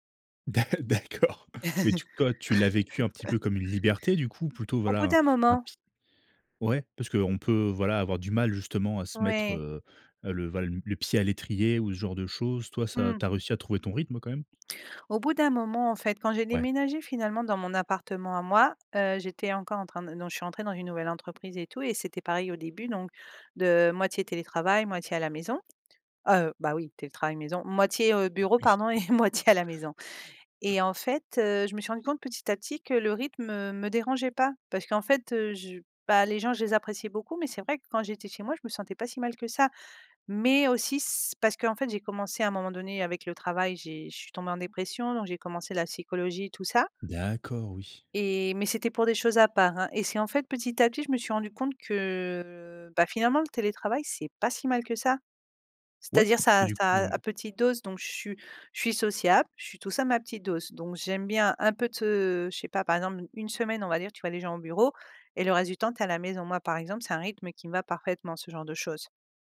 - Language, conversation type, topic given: French, podcast, Quel impact le télétravail a-t-il eu sur ta routine ?
- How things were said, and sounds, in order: laughing while speaking: "D'a d'accord"; laugh; laughing while speaking: "moitié à la maison"; chuckle; unintelligible speech; drawn out: "que"; tapping